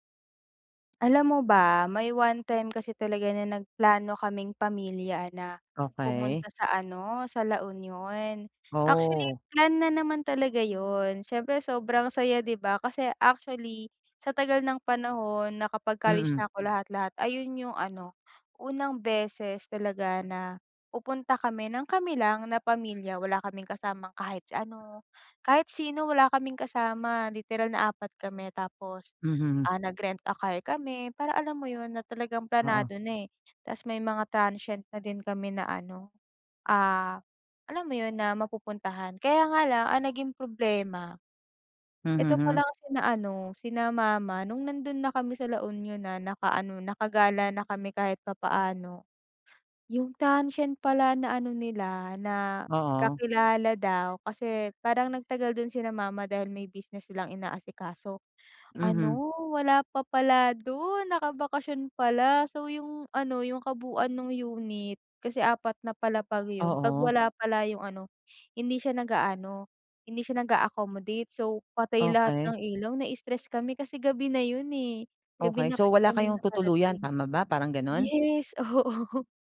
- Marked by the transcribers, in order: tapping; laughing while speaking: "oo"
- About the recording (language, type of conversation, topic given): Filipino, advice, Paano mo mababawasan ang stress at mas maayos na mahaharap ang pagkaantala sa paglalakbay?